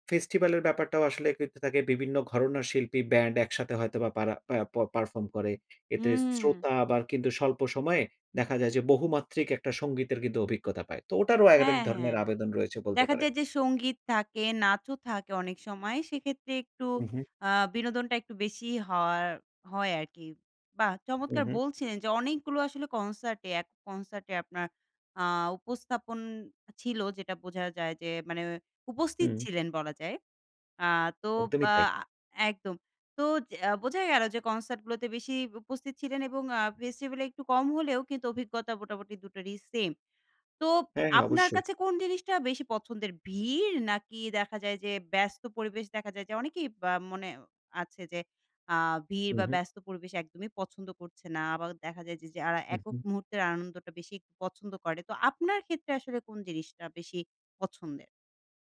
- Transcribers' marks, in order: unintelligible speech
- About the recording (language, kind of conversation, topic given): Bengali, podcast, ফেস্টিভ্যালের আমেজ আর একক কনসার্ট—তুমি কোনটা বেশি পছন্দ করো?